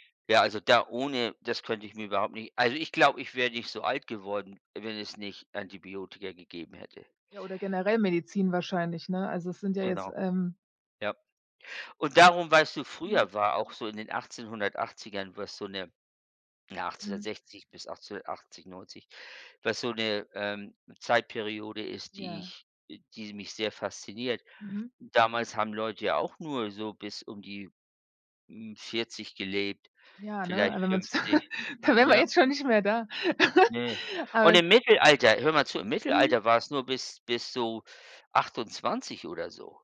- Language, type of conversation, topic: German, unstructured, Welche Erfindung würdest du am wenigsten missen wollen?
- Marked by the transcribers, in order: unintelligible speech; chuckle; other background noise; chuckle